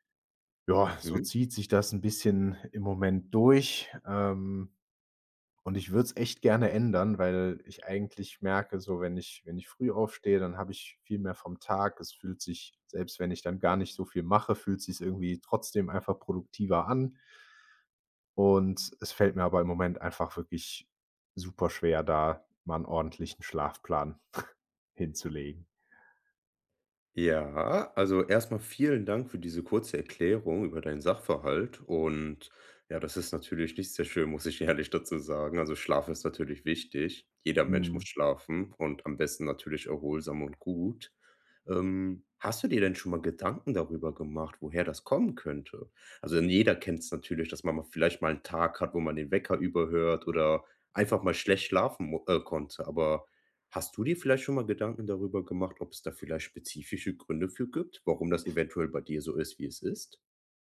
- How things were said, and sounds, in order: other background noise; chuckle; laughing while speaking: "ehrlich"
- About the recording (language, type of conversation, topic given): German, advice, Warum fällt es dir schwer, einen regelmäßigen Schlafrhythmus einzuhalten?